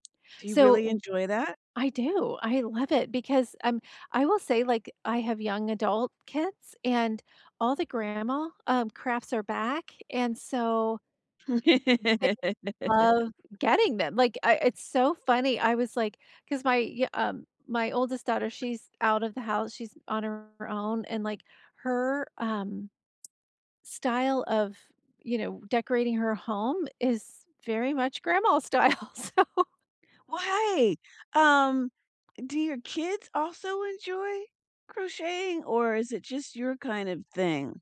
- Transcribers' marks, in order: tapping; laugh; other background noise; tsk; laughing while speaking: "style, so"; stressed: "Right!"
- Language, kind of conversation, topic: English, unstructured, What are your favorite ways to learn, and how can they help you connect with others?
- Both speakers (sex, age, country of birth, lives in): female, 50-54, United States, United States; female, 60-64, United States, United States